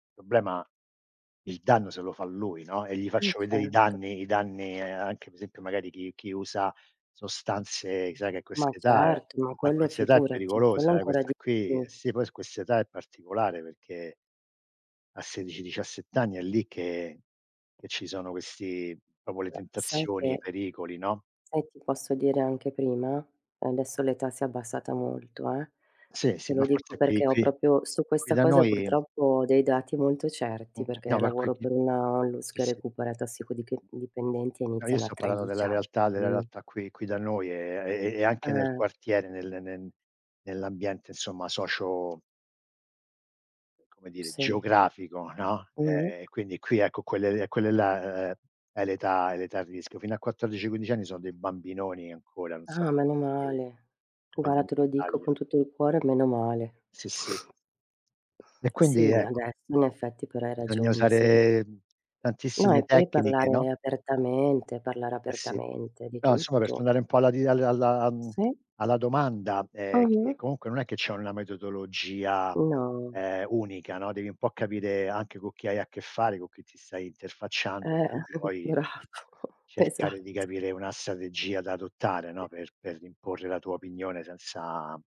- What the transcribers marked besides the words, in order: other background noise; tapping; "proprio" said as "propio"; unintelligible speech; "proprio" said as "propio"; unintelligible speech; chuckle; laughing while speaking: "bravo esatto"
- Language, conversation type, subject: Italian, unstructured, Come puoi convincere qualcuno senza imporre la tua opinione?